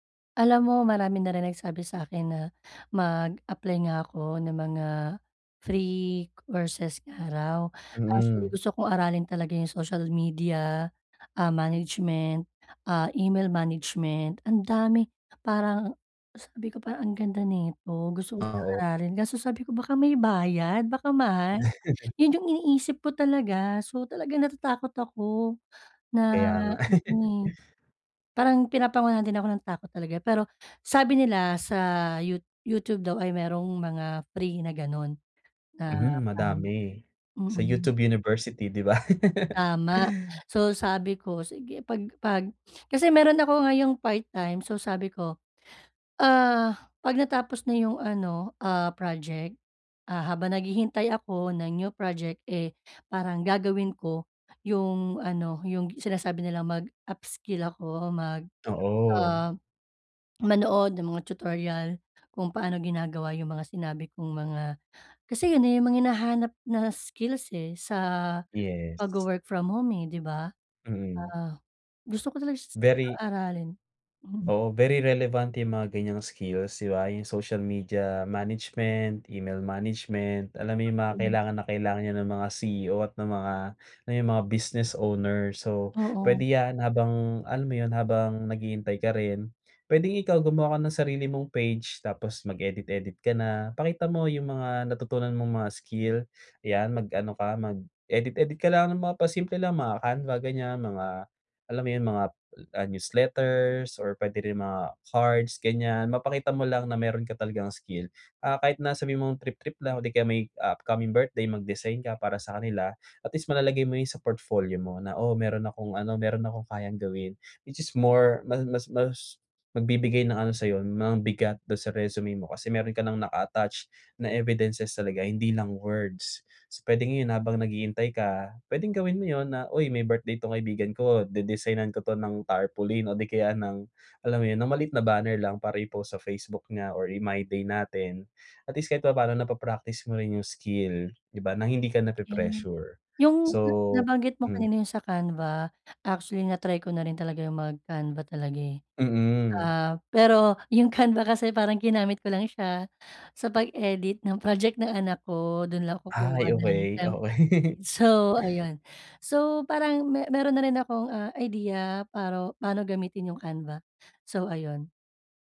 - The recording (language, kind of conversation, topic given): Filipino, advice, Bakit ako laging nag-aalala kapag inihahambing ko ang sarili ko sa iba sa internet?
- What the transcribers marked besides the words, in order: chuckle; laugh; laugh; unintelligible speech; unintelligible speech; laughing while speaking: "yung Canva"; laughing while speaking: "project ng"; laughing while speaking: "okey"